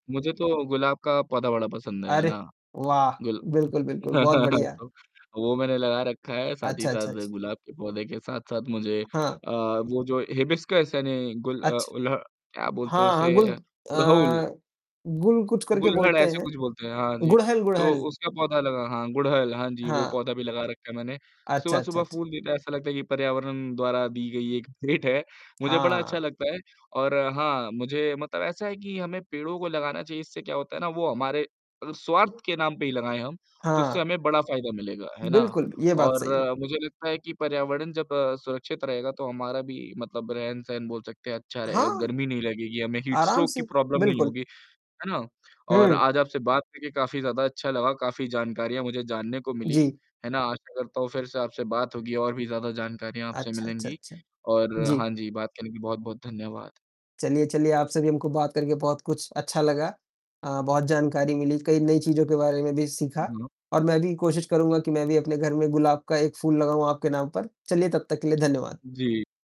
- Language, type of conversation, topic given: Hindi, unstructured, आपको क्या लगता है कि हर दिन एक पेड़ लगाने से क्या फर्क पड़ेगा?
- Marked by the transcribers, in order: other background noise; distorted speech; other noise; chuckle; tapping; in English: "हिबिस्कस"; "गुड़हल" said as "गुड़होल"; laughing while speaking: "भेंट है"; in English: "हीट स्ट्रोक"; in English: "प्रॉब्लम"; mechanical hum